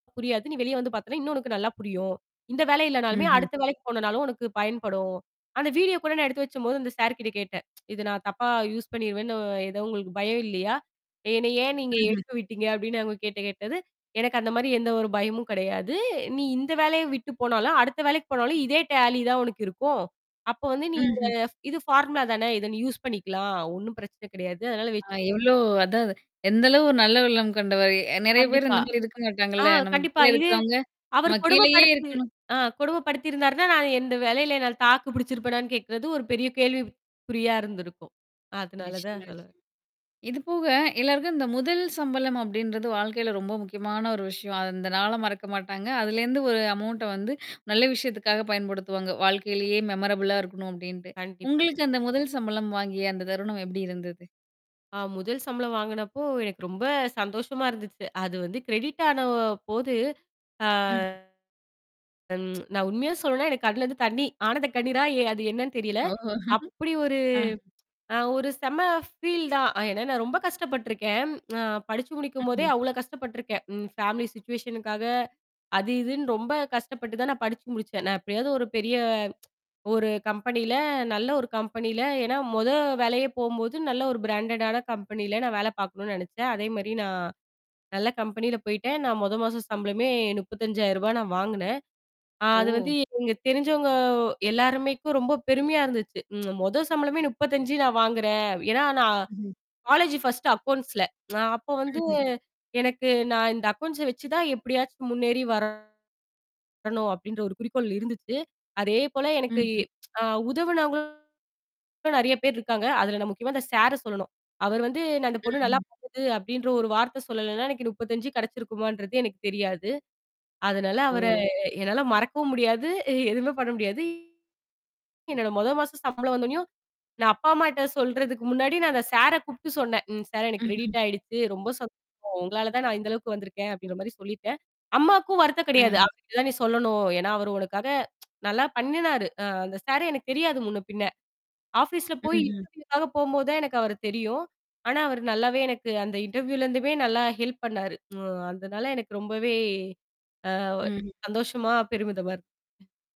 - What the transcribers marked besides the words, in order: tsk; in English: "யூஸ்"; other background noise; distorted speech; in English: "ஃபார்முலா"; mechanical hum; tapping; unintelligible speech; in English: "அமௌண்ட"; in English: "மெமரபிளா"; static; in English: "கிரெடிட்"; tsk; laughing while speaking: "தண்ணி ஆனந்த கண்ணீரா"; drawn out: "ஒரு"; laughing while speaking: "ஓஹோ!"; in English: "ஃபீல்"; lip trill; in English: "ஃபேமிலி சிச்சுவேஷனுக்காக"; tsk; in English: "பிராண்டடான"; tsk; in English: "அக்கவுண்ட்ஸ்ல"; tsk; in English: "அக்கவுண்ட்ஸ"; tsk; laughing while speaking: "முடியாது. எ எதுவுமே பண்ண முடியாது"; "முத" said as "மொத"; tsk; in English: "இன்டர்வியூக்காக"; in English: "இன்டர்வியூலேருந்துமே"; in English: "ஹெல்ப்"
- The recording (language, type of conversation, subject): Tamil, podcast, முதன்முறையாக வேலைக்குச் சென்ற அனுபவம் உங்களுக்கு எப்படி இருந்தது?